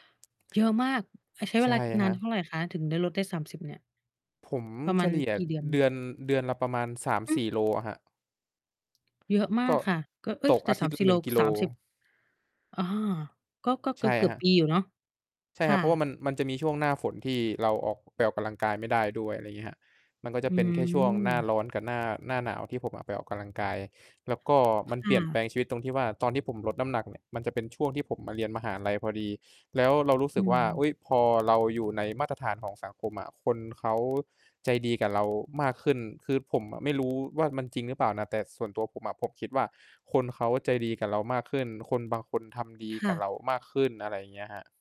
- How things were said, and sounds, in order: distorted speech; static; other background noise
- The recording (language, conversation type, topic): Thai, unstructured, การออกกำลังกายช่วยเปลี่ยนแปลงชีวิตของคุณอย่างไร?